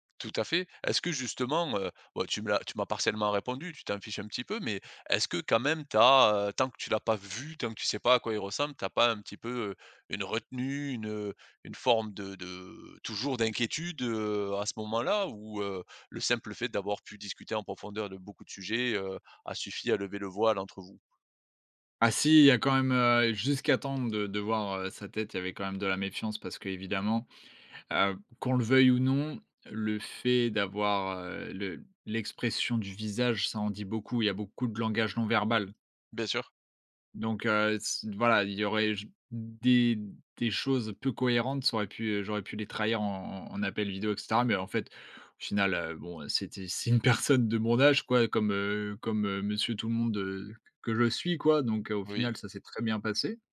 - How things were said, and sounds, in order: stressed: "vu"; laughing while speaking: "c'est une"
- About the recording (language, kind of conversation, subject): French, podcast, Comment transformer un contact en ligne en une relation durable dans la vraie vie ?